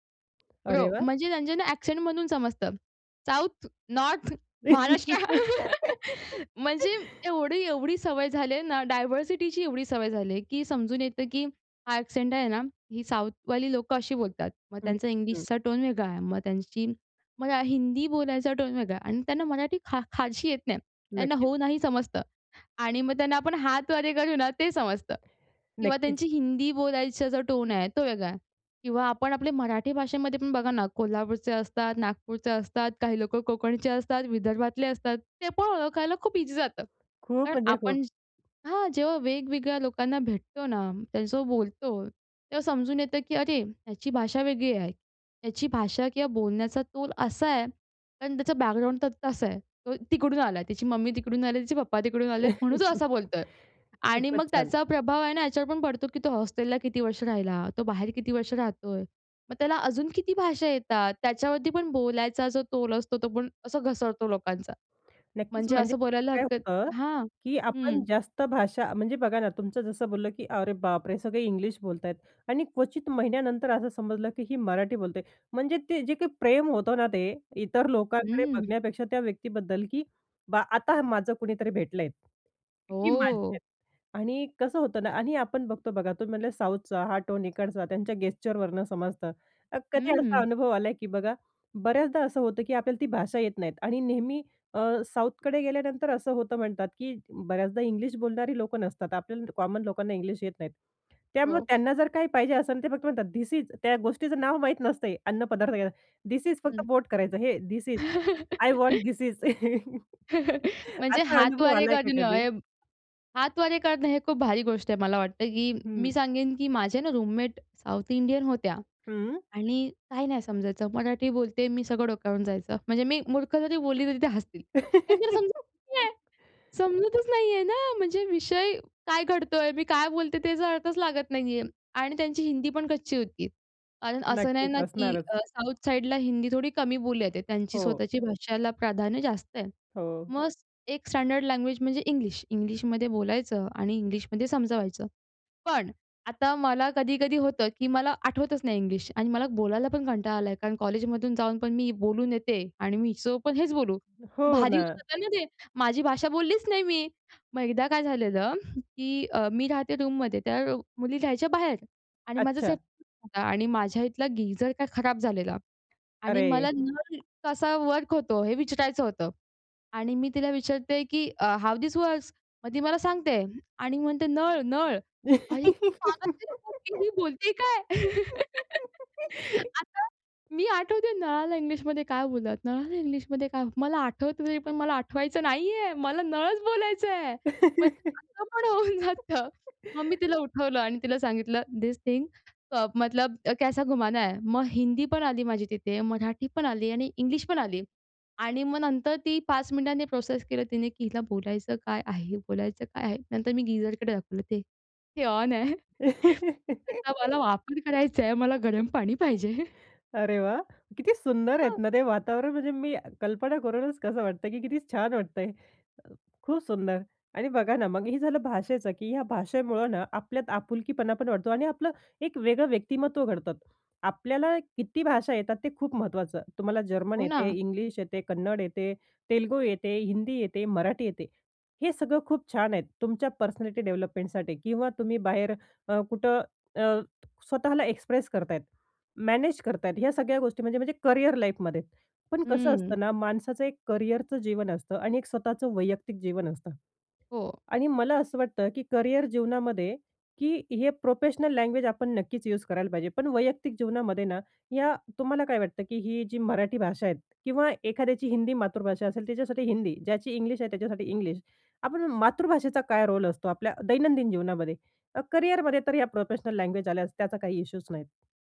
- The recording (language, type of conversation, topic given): Marathi, podcast, भाषा, अन्न आणि संगीत यांनी तुमची ओळख कशी घडवली?
- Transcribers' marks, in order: tapping; in English: "एक्सेंटमधून"; laughing while speaking: "महाराष्ट्र"; laugh; in English: "डायव्हर्सिटीची"; in English: "एक्सेंट"; laughing while speaking: "हातवारे करू ना ते समजतं"; other noise; laugh; in English: "गेस्चरवरनं"; in English: "कॉमन"; in English: "धिस इज"; laugh; in English: "धिस इज आय वांट धिस इज"; chuckle; laugh; laughing while speaking: "असा अनुभव आलाय का कधी?"; laugh; in English: "स्टँडर्ड लँग्वेज"; in English: "हाऊ धिस वर्क्स?"; giggle; unintelligible speech; chuckle; laughing while speaking: "मला आठवायचं नाहीये. मला नळच बोलायचंय. म्हणजे असं पण होऊन जातं"; laugh; in English: "थिस थिंग"; in Hindi: "मतलब कैसा घुमाना है?"; giggle; laughing while speaking: "वापर करायचा आहे, मला गरम पाणी पाहिजे"; in English: "पर्सनॅलिटी डेव्हलपमेंटसाठी"